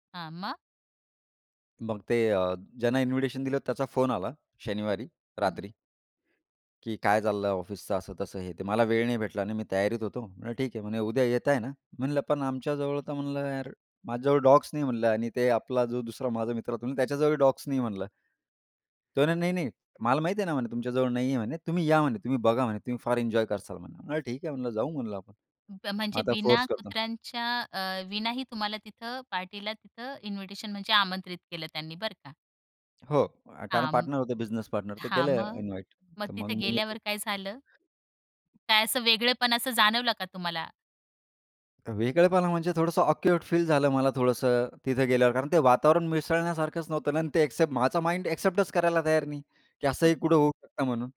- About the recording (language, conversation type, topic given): Marathi, podcast, कधी तुम्हाला एखाद्या ठिकाणी अचानक विचित्र किंवा वेगळं वाटलं आहे का?
- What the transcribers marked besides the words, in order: other background noise; tapping; in English: "माइंड"